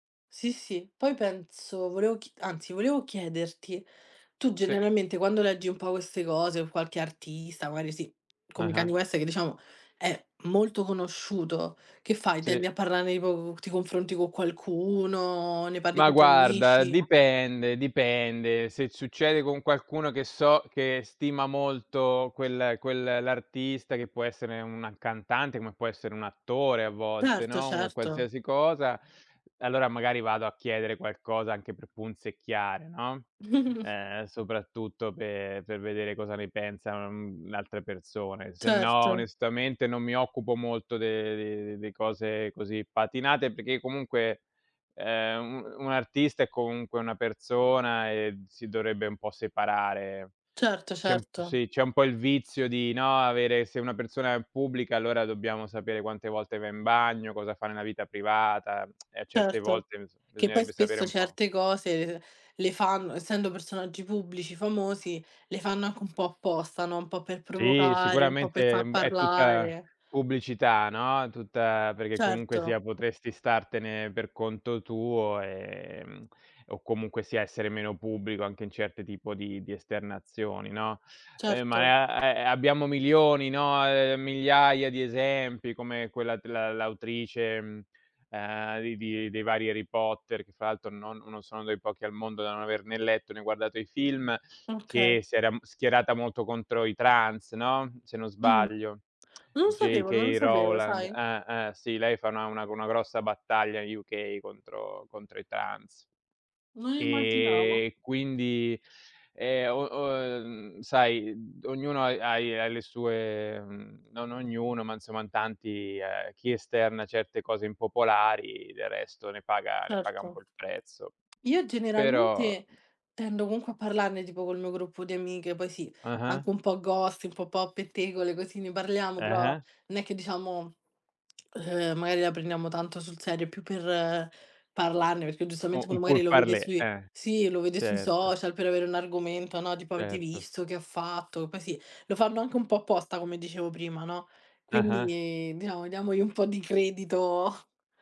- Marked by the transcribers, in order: tapping; other background noise; chuckle; lip smack; lip smack; "Rowling" said as "Rolang"; lip smack; in English: "ghost"; in French: "pour parler"; chuckle
- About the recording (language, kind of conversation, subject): Italian, unstructured, Come reagisci quando un cantante famoso fa dichiarazioni controverse?